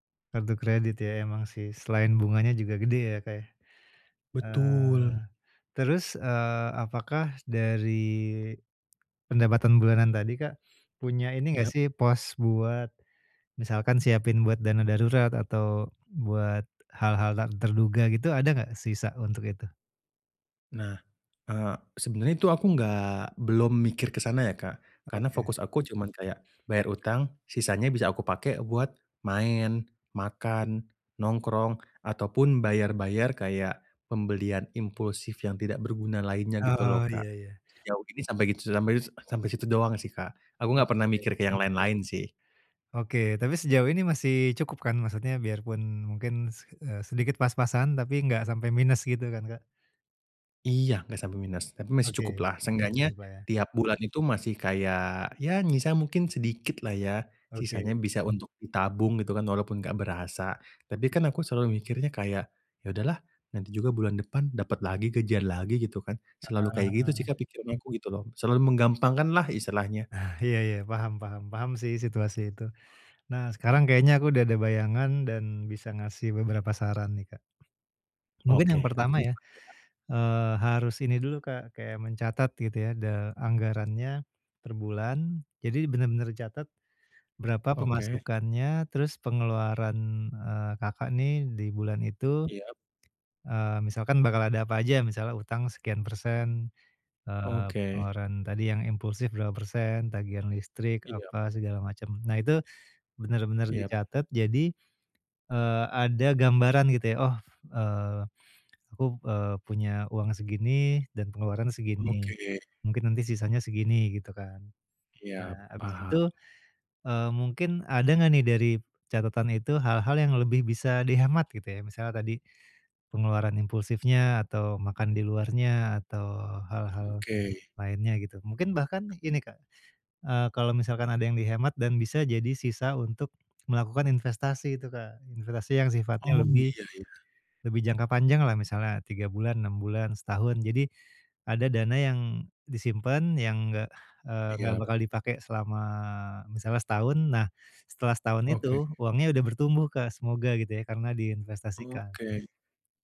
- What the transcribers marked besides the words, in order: tapping; other background noise
- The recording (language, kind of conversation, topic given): Indonesian, advice, Bagaimana cara mengatur anggaran agar bisa melunasi utang lebih cepat?